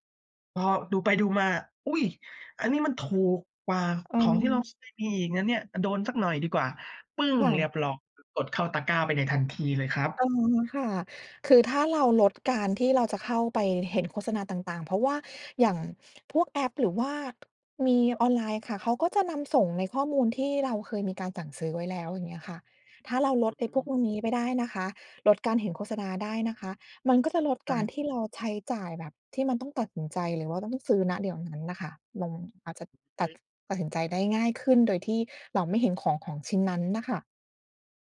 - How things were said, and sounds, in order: surprised: "อุ๊ย ! อันนี้มันถูกกว่าของที่เราเคยมีอีกนะเนี่ย"; other background noise
- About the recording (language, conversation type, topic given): Thai, advice, คุณมักซื้อของแบบฉับพลันแล้วเสียดายทีหลังบ่อยแค่ไหน และมักเป็นของประเภทไหน?
- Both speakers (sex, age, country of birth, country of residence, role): female, 40-44, Thailand, United States, advisor; male, 30-34, Thailand, Thailand, user